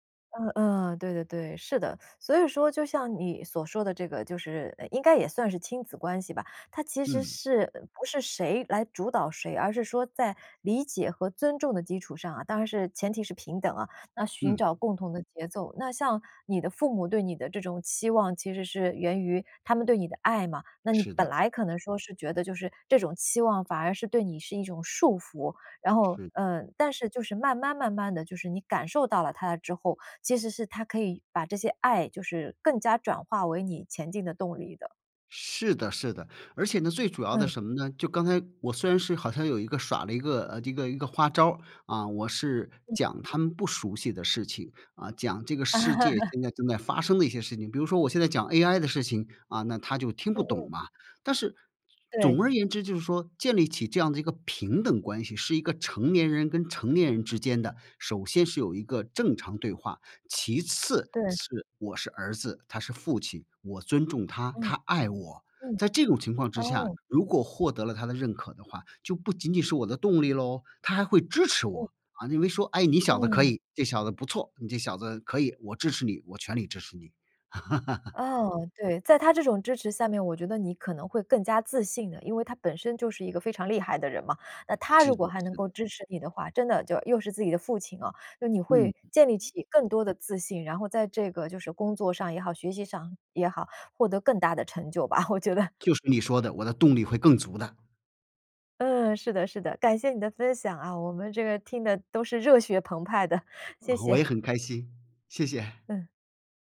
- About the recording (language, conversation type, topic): Chinese, podcast, 当父母对你的期望过高时，你会怎么应对？
- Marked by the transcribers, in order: teeth sucking; laugh; laugh; other noise; laughing while speaking: "吧，我觉得"; laughing while speaking: "热血澎湃的"